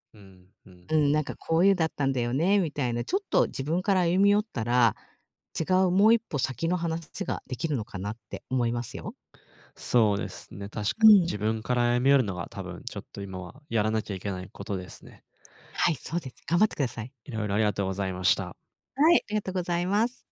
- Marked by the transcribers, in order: none
- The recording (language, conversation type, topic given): Japanese, advice, 周囲に理解されず孤独を感じることについて、どのように向き合えばよいですか？